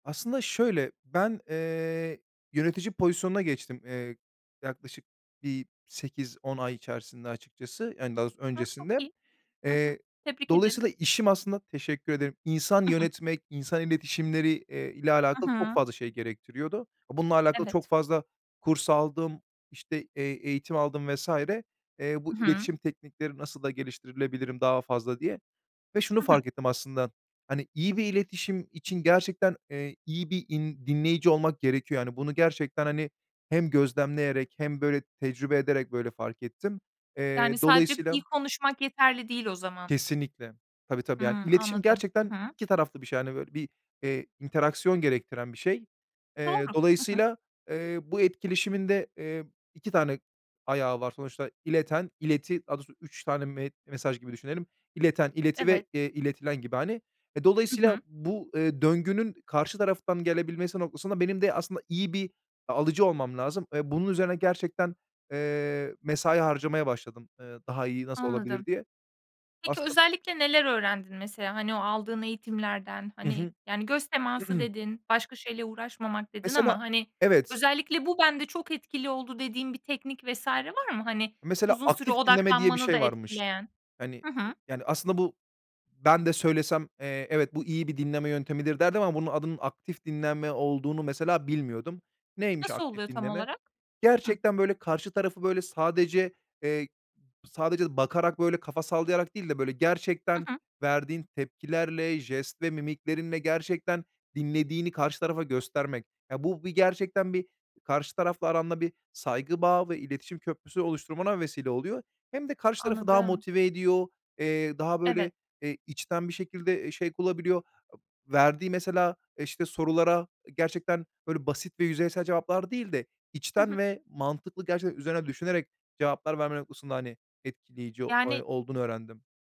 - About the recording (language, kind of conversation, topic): Turkish, podcast, İyi bir dinleyici olmak için hangi alışkanlıklara sahipsin?
- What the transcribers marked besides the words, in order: other background noise; tapping; in English: "interaction"; unintelligible speech; throat clearing; other noise